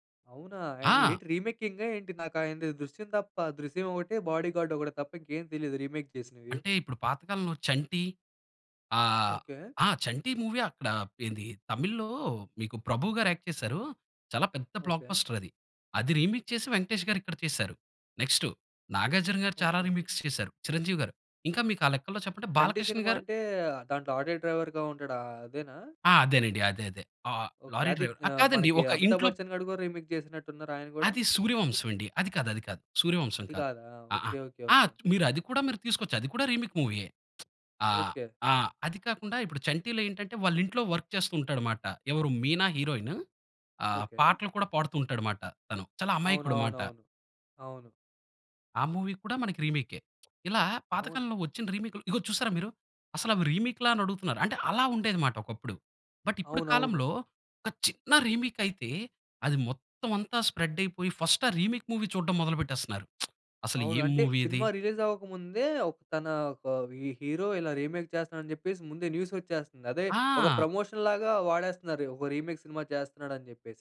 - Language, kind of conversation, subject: Telugu, podcast, సినిమా రీమేక్స్ అవసరమా లేక అసలే మేలేనా?
- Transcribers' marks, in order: in English: "రీమేక్"; in English: "మూవీ"; in English: "యాక్ట్"; in English: "బ్లాక్ బస్టర్"; in English: "రీమిక్స్"; in English: "రీమిక్స్"; in English: "డ్రైవ‌ర్‌గా"; in English: "డ్రైవర్"; in English: "రీమేక్"; in English: "రీమేక్"; lip smack; in English: "వర్క్"; in English: "హీరోయిన్"; in English: "మూవీ"; tapping; surprised: "ఇదిగో చూసారా మీరు? అసలు రీమేక్‌లా? అని అడుగుతున్నారు"; in English: "బట్"; stressed: "చిన్న"; in English: "రీమేక్"; in English: "స్ప్రెడ్"; in English: "ఫస్ట్"; in English: "రీమేక్ మూవీ"; lip smack; in English: "మూవీ"; in English: "రిలీజ్"; in English: "హీరో"; in English: "రీమేక్"; in English: "న్యూస్"; in English: "ప్రమోషన్"; in English: "రీమేక్"